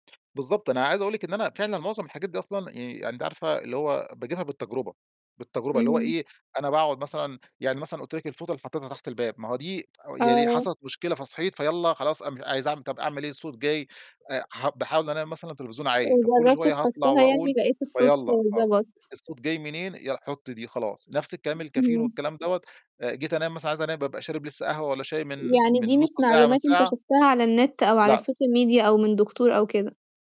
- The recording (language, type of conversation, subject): Arabic, podcast, إيه العادات اللي بتخلي نومك أحسن؟
- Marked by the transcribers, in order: tsk; in English: "الSocial media"